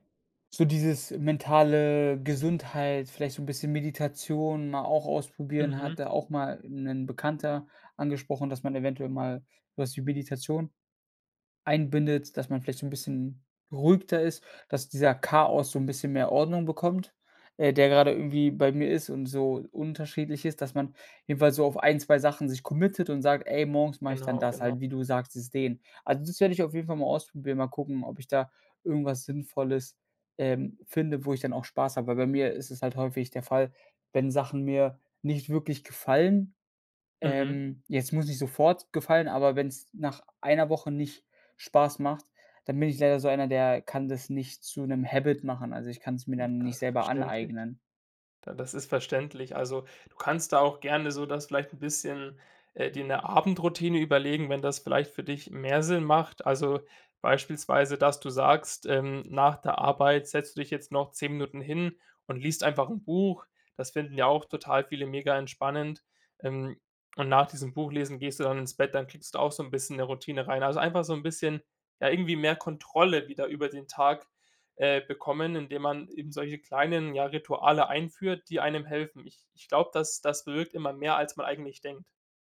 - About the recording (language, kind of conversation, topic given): German, advice, Wie kann ich eine feste Morgen- oder Abendroutine entwickeln, damit meine Tage nicht mehr so chaotisch beginnen?
- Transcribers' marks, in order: in English: "committed"; in English: "habit"; unintelligible speech